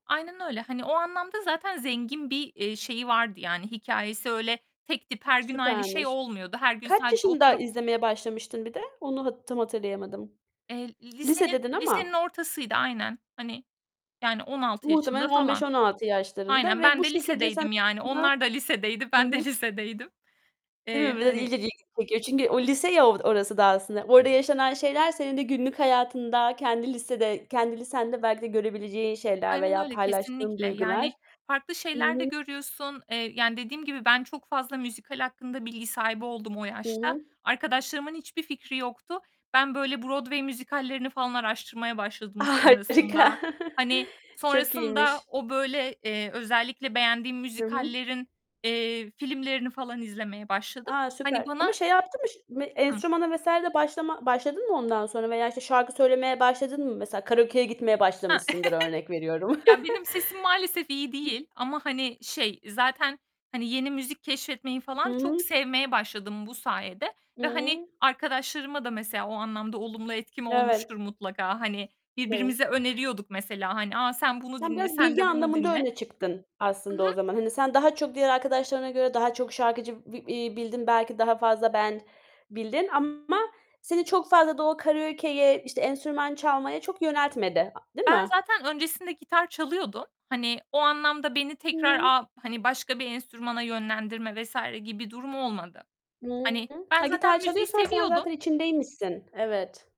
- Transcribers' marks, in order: tapping; unintelligible speech; unintelligible speech; other background noise; laughing while speaking: "Harika"; chuckle; chuckle; in English: "band"; distorted speech
- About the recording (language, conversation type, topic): Turkish, podcast, Müzik zevkini sence en çok kim ya da ne etkiledi?